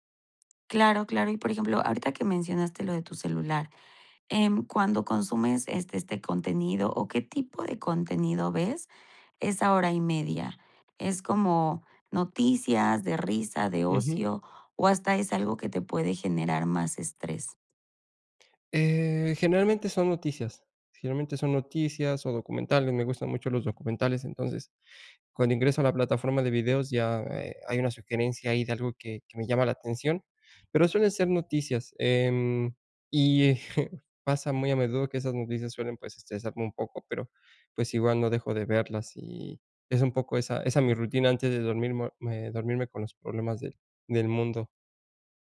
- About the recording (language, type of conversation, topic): Spanish, advice, ¿Cómo puedo soltar la tensión después de un día estresante?
- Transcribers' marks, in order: chuckle; "menudo" said as "meduo"